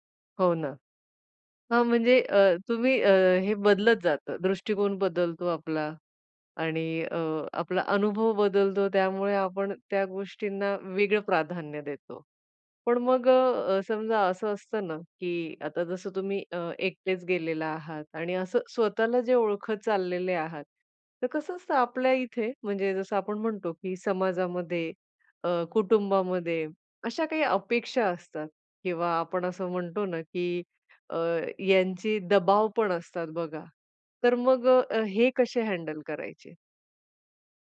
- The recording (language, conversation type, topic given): Marathi, podcast, प्रवासात तुम्हाला स्वतःचा नव्याने शोध लागण्याचा अनुभव कसा आला?
- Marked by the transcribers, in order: none